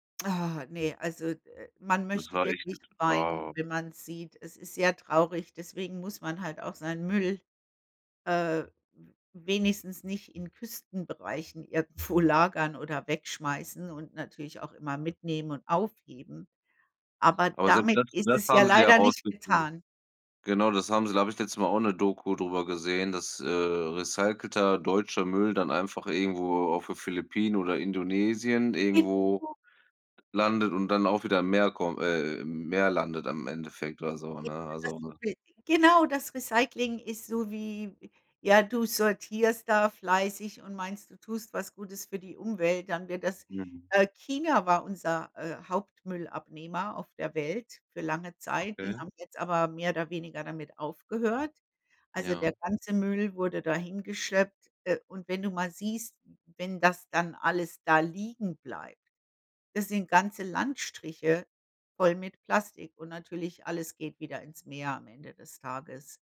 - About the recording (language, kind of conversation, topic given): German, unstructured, Wie beeinflusst Plastik unsere Meere und die darin lebenden Tiere?
- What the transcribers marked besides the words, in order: other background noise